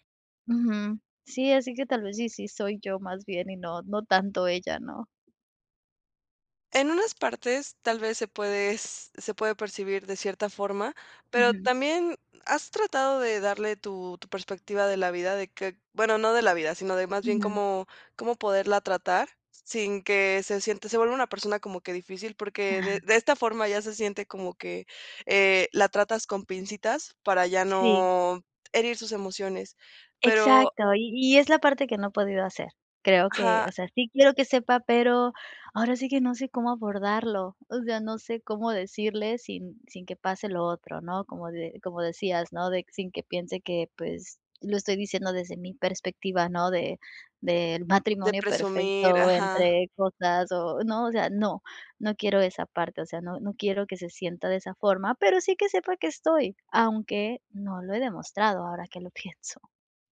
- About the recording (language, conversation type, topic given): Spanish, advice, ¿Qué puedo hacer si siento que me estoy distanciando de un amigo por cambios en nuestras vidas?
- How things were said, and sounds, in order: none